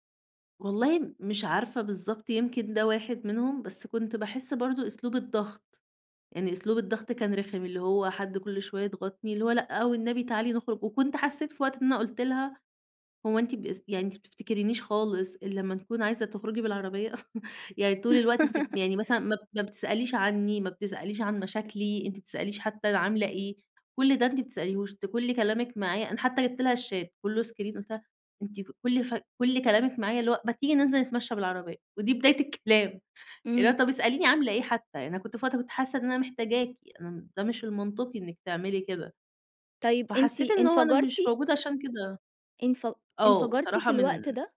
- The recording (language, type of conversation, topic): Arabic, podcast, إيه أسهل خطوة تقدر تعملها كل يوم علشان تبني شجاعة يومية؟
- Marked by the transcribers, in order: chuckle; laugh; in English: "اسكرين"; laughing while speaking: "ودي بداية الكلام"